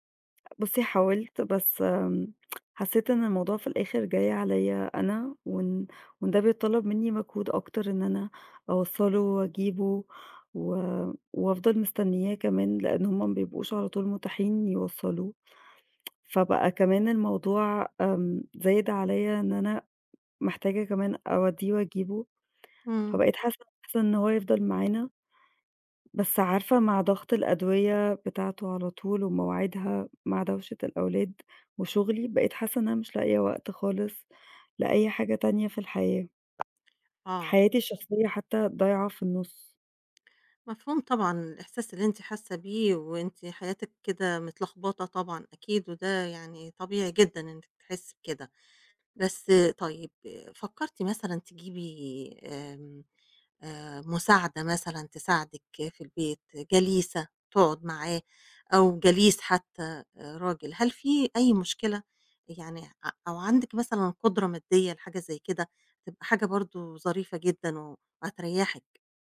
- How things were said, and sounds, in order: tsk; tsk; tapping
- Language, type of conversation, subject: Arabic, advice, تأثير رعاية أحد الوالدين المسنين على الحياة الشخصية والمهنية